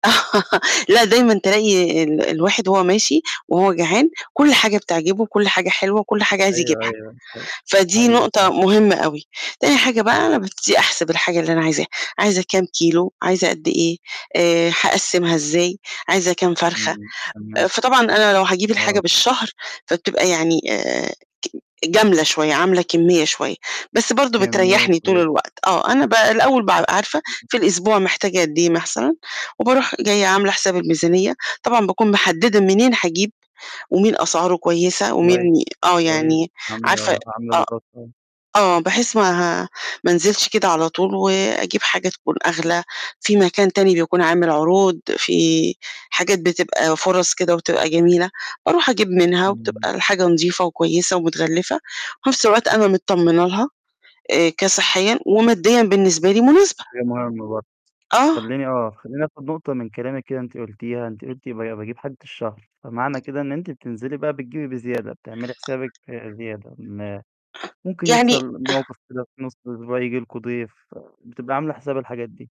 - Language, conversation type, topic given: Arabic, podcast, إزاي بتنظّم ميزانية الأكل بتاعتك على مدار الأسبوع؟
- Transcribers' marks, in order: laugh; distorted speech; other background noise; "مثلًا" said as "محثلًا"; tapping; throat clearing